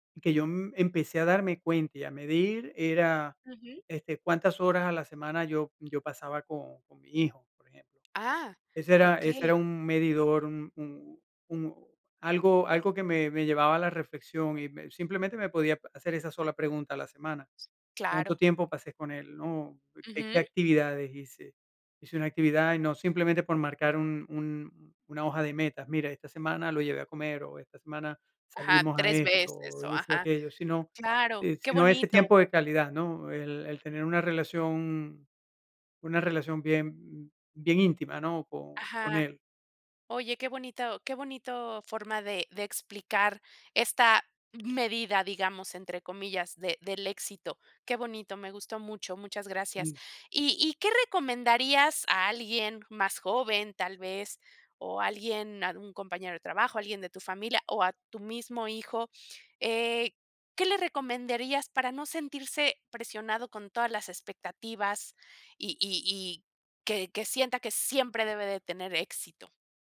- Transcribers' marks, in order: none
- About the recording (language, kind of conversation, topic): Spanish, podcast, ¿Qué significa el éxito para ti hoy en día?